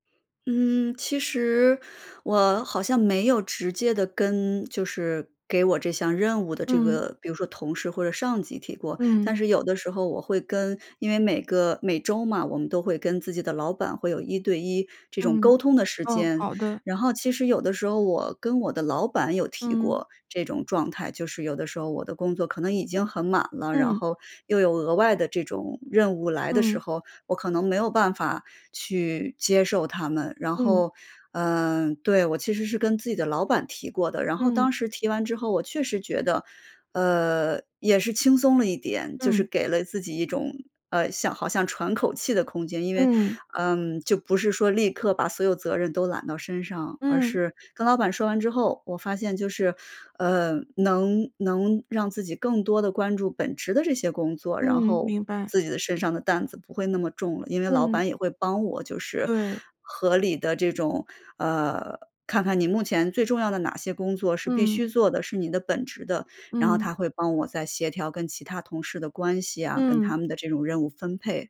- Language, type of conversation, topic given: Chinese, advice, 我总是很难拒绝额外任务，结果感到职业倦怠，该怎么办？
- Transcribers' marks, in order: none